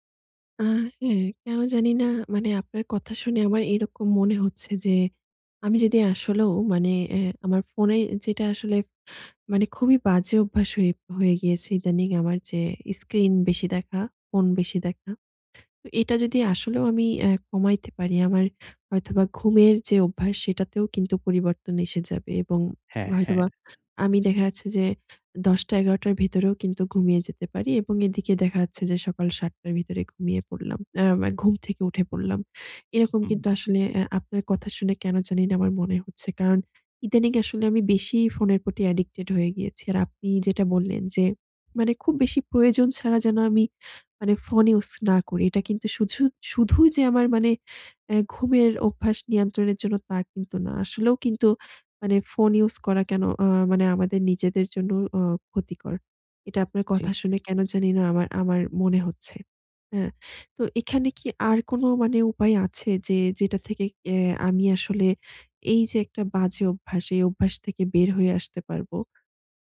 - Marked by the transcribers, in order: tapping; other background noise; in English: "addicted"
- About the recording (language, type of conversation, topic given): Bengali, advice, ক্রমাগত দেরি করার অভ্যাস কাটাতে চাই